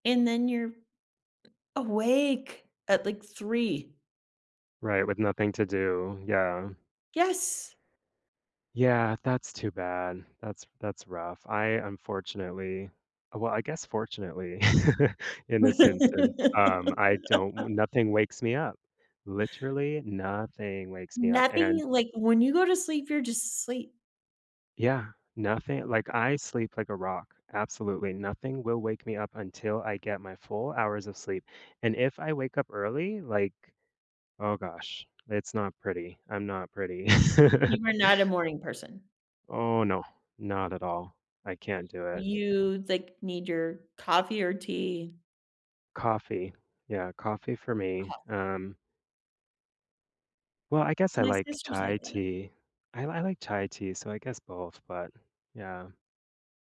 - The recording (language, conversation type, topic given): English, unstructured, How do your daily routines and habits affect when you feel most productive?
- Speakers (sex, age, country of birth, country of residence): female, 50-54, United States, United States; male, 35-39, United States, United States
- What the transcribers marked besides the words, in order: chuckle; laugh; stressed: "nothing"; chuckle